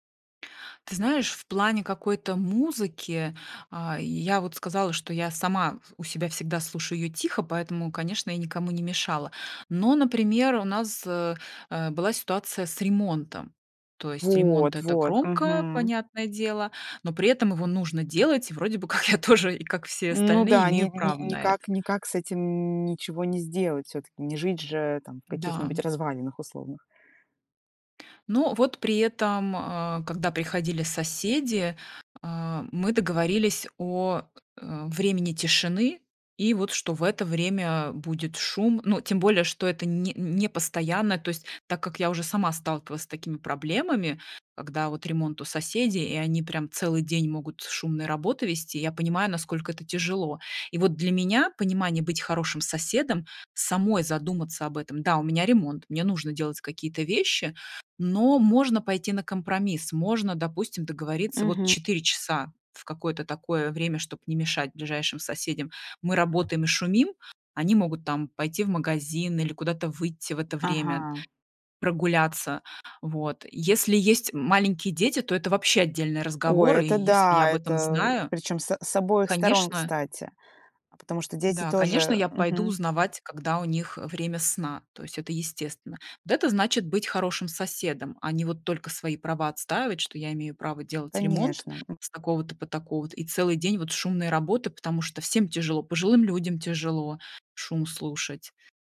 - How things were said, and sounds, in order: laughing while speaking: "как я тоже"; tapping
- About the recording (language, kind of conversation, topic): Russian, podcast, Что, по‑твоему, значит быть хорошим соседом?